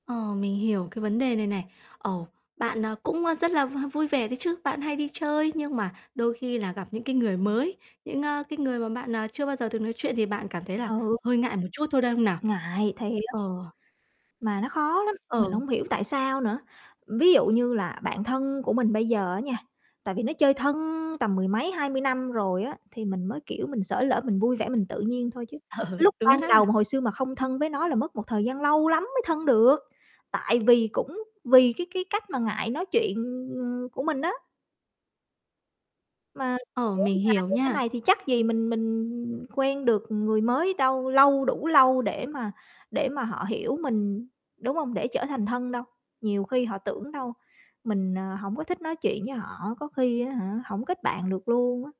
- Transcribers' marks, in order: static; laughing while speaking: "Ừ"; distorted speech
- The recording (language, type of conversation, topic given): Vietnamese, advice, Làm thế nào để vui vẻ dù ngại giao tiếp?